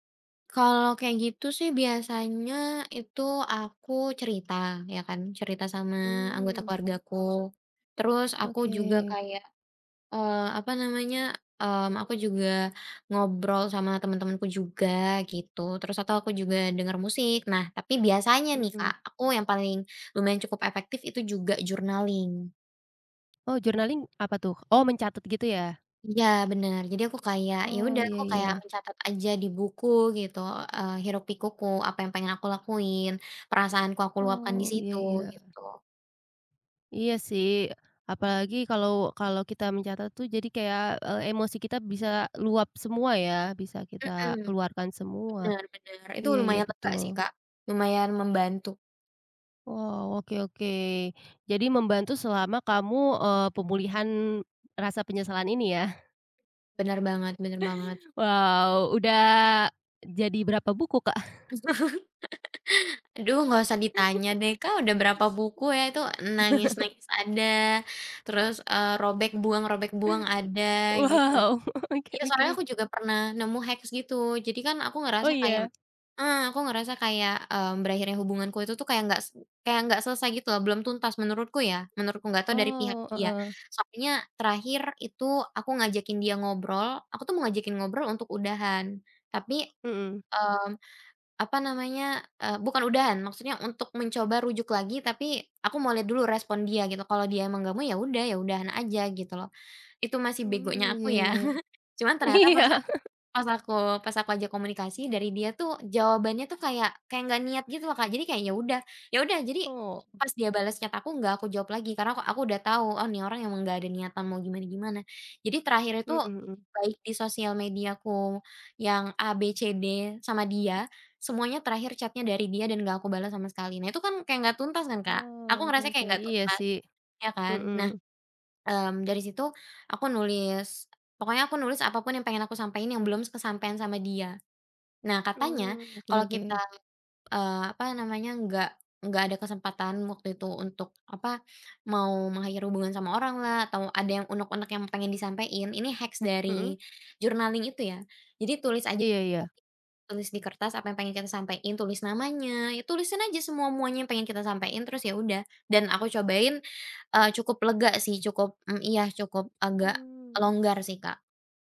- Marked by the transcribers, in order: background speech; in English: "journaling"; in English: "journaling"; chuckle; other background noise; unintelligible speech; chuckle; in English: "hacks"; laughing while speaking: "oke oke"; tapping; chuckle; laughing while speaking: "Iya"; other animal sound; in English: "chat"; in English: "chat-nya"; in English: "hacks"; in English: "journaling"; unintelligible speech
- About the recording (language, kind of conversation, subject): Indonesian, podcast, Apa yang biasanya kamu lakukan terlebih dahulu saat kamu sangat menyesal?